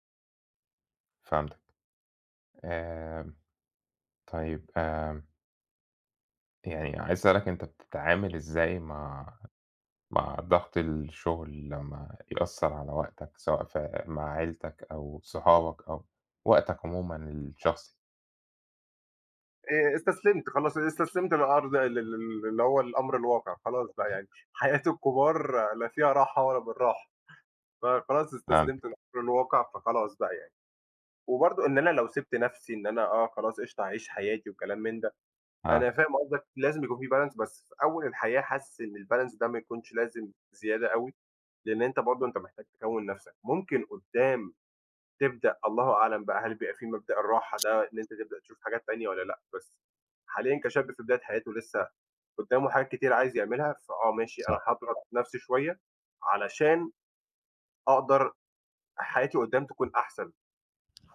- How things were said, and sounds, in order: other background noise; unintelligible speech; tapping; in English: "balance"; in English: "الbalance"; other noise
- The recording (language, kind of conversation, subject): Arabic, unstructured, إزاي تحافظ على توازن بين الشغل وحياتك؟
- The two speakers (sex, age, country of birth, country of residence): male, 20-24, Egypt, Egypt; male, 30-34, Egypt, Spain